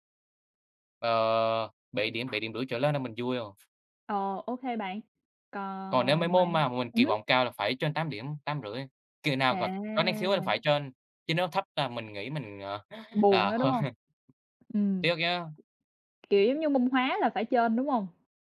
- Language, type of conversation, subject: Vietnamese, unstructured, Bạn có cảm thấy áp lực thi cử hiện nay là công bằng không?
- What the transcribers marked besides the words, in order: other background noise; tapping; laughing while speaking: "hơi"